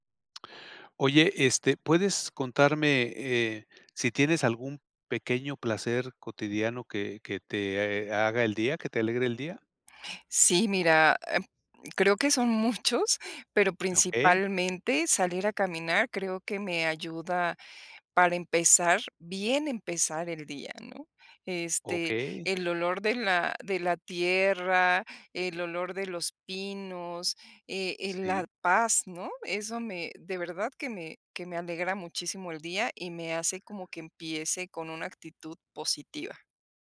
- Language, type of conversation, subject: Spanish, podcast, ¿Qué pequeño placer cotidiano te alegra el día?
- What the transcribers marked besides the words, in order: other noise; chuckle